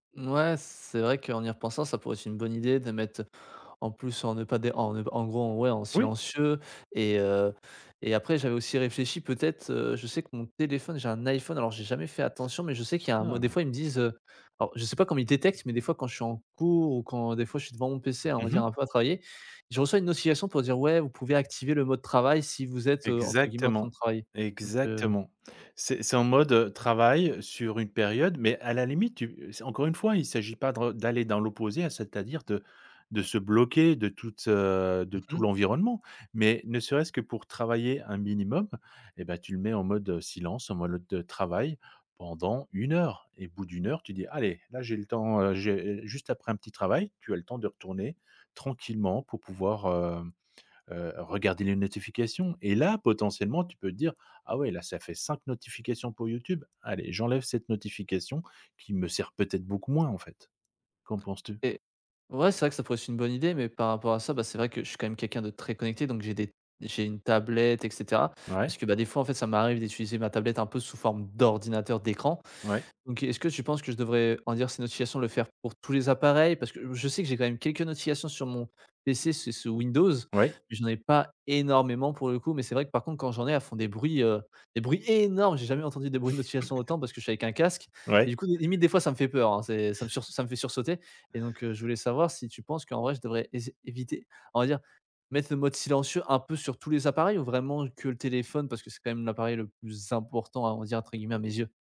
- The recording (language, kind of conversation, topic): French, advice, Comment les notifications constantes nuisent-elles à ma concentration ?
- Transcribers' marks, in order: tapping; other background noise; stressed: "d'ordinateur"; stressed: "énormes"; chuckle